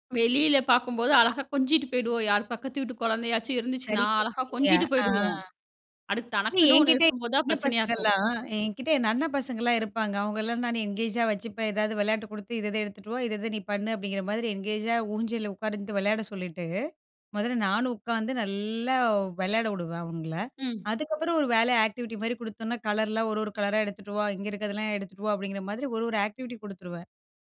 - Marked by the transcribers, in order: unintelligible speech; in English: "என்கேஜா"; in English: "என்கேஜா"; drawn out: "நல்லா"; in English: "ஆக்டிவிட்டி"; in English: "ஆக்டிவிட்டி"
- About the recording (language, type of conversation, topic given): Tamil, podcast, குழந்தைகள் அருகில் இருக்கும்போது அவர்களின் கவனத்தை வேறு விஷயத்திற்குத் திருப்புவது எப்படி?